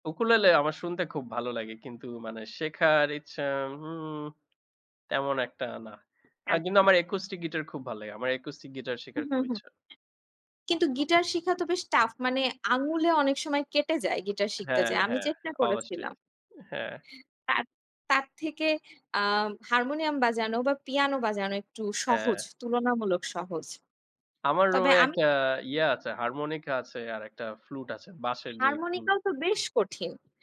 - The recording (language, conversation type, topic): Bengali, unstructured, তুমি যদি এক দিনের জন্য যেকোনো বাদ্যযন্ত্র বাজাতে পারতে, কোনটি বাজাতে চাইতে?
- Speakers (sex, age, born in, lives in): female, 20-24, Bangladesh, Bangladesh; male, 25-29, Bangladesh, Bangladesh
- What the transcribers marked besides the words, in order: in English: "Ukulele"; in English: "Harmonica"; in English: "Harmonica"